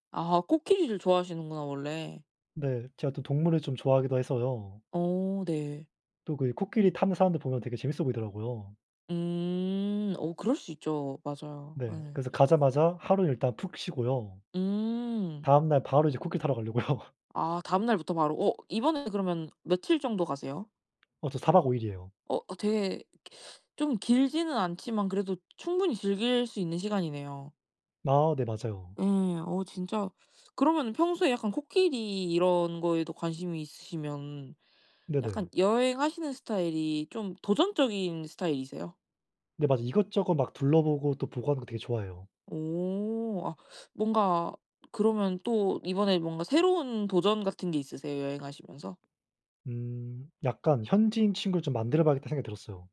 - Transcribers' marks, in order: laughing while speaking: "가려고요"; other background noise
- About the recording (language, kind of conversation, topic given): Korean, unstructured, 여행할 때 가장 중요하게 생각하는 것은 무엇인가요?